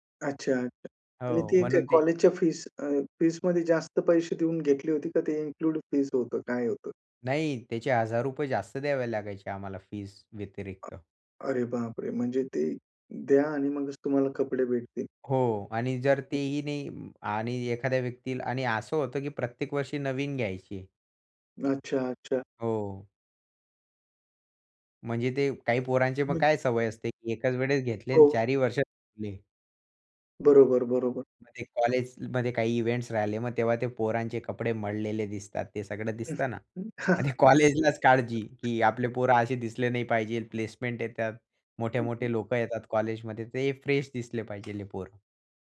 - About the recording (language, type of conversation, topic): Marathi, podcast, शाळा किंवा महाविद्यालयातील पोशाख नियमांमुळे तुमच्या स्वतःच्या शैलीवर कसा परिणाम झाला?
- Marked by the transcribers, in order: other noise; in English: "इन्क्लूड फीस"; tapping; in English: "इव्हेंट्स"; laugh; laughing while speaking: "आणि कॉलेजलाच काळजी"; "पाहिजे" said as "पाहिजेल"; in English: "फ्रेश"; "पाहिजे" said as "पाहिजेल"